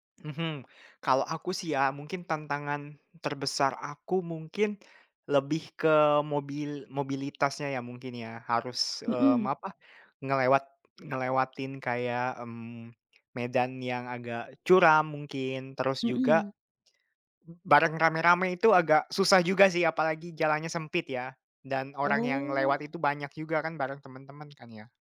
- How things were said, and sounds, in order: other background noise
- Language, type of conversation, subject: Indonesian, unstructured, Apa pengalaman paling seru yang kamu alami saat mengikuti kegiatan luar ruang bersama teman-teman?